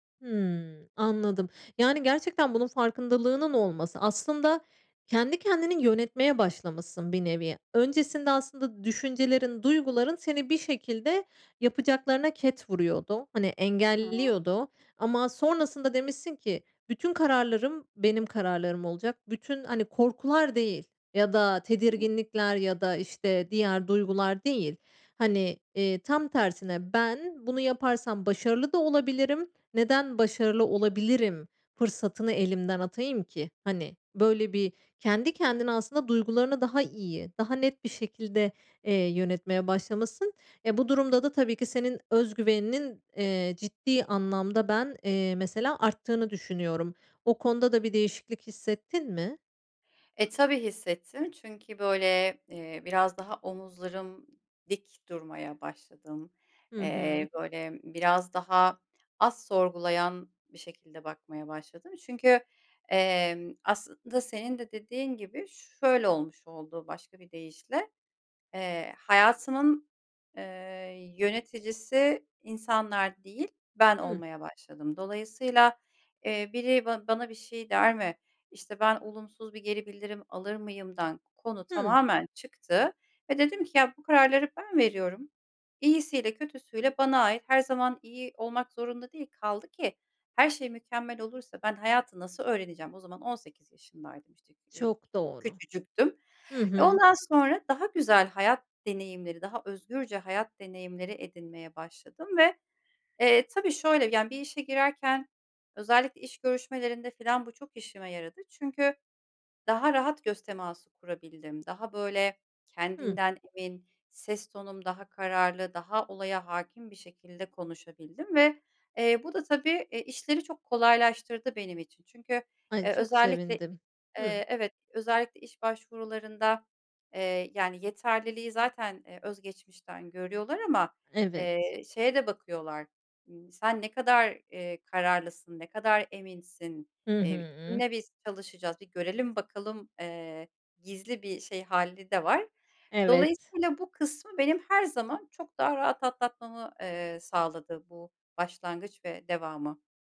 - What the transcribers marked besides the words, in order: other noise; tapping
- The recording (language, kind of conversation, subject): Turkish, podcast, Kendine güvenini nasıl geri kazandın, anlatır mısın?